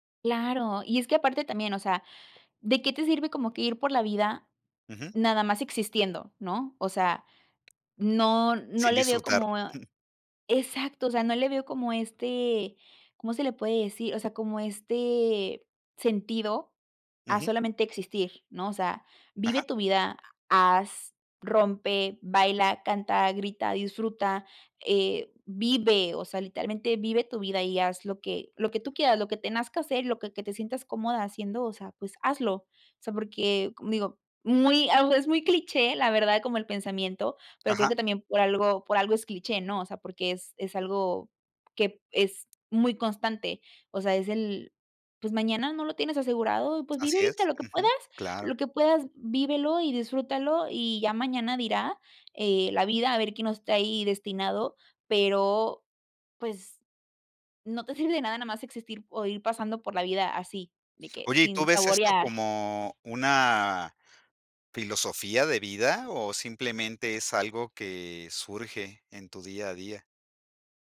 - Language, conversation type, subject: Spanish, podcast, ¿Qué aprendiste sobre disfrutar los pequeños momentos?
- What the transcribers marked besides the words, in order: tapping; stressed: "vive"